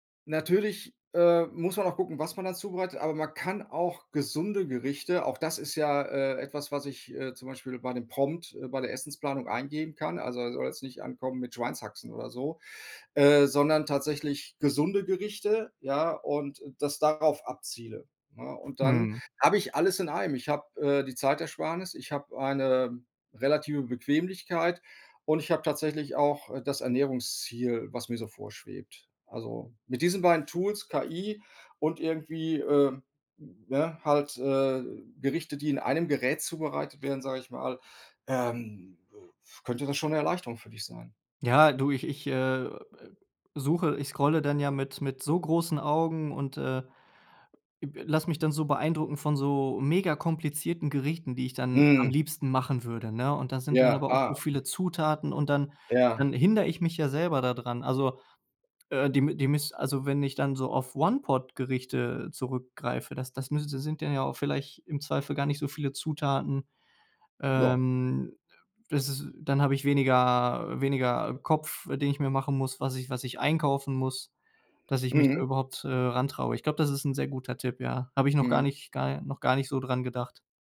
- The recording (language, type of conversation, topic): German, advice, Wie kann ich trotz Zeitmangel häufiger gesunde Mahlzeiten selbst zubereiten, statt zu Fertigessen zu greifen?
- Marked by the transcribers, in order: other background noise